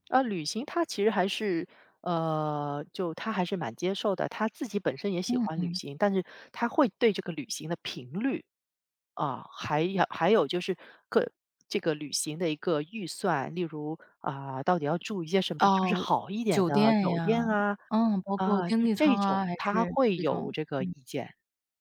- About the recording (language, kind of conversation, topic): Chinese, advice, 你们因为消费观不同而经常为预算争吵，该怎么办？
- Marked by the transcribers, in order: other background noise